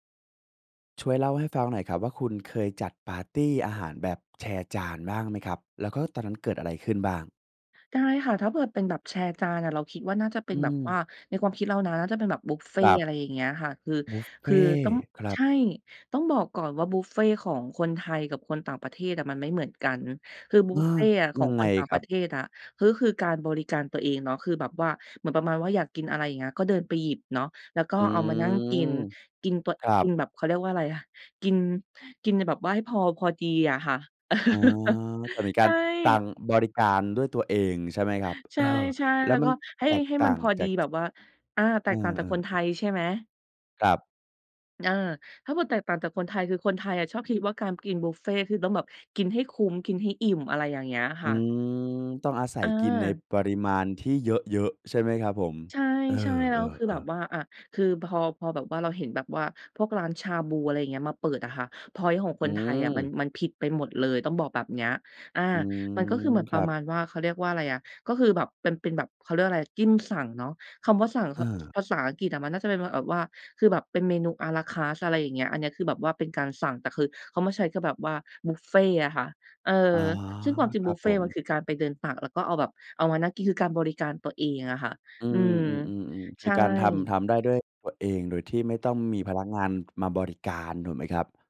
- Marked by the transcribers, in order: "เกิด" said as "เผิด"; chuckle; "เกิด" said as "เผิด"; other background noise
- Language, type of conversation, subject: Thai, podcast, เคยจัดปาร์ตี้อาหารแบบแชร์จานแล้วเกิดอะไรขึ้นบ้าง?